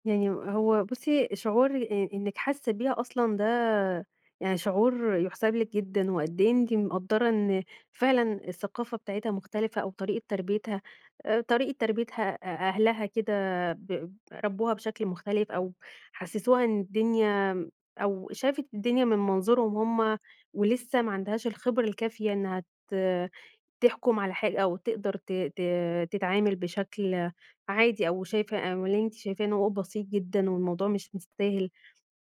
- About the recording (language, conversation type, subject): Arabic, advice, إزاي الاختلافات الثقافية بتأثر على شغلك أو على طريقة تواصلك مع الناس؟
- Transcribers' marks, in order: tapping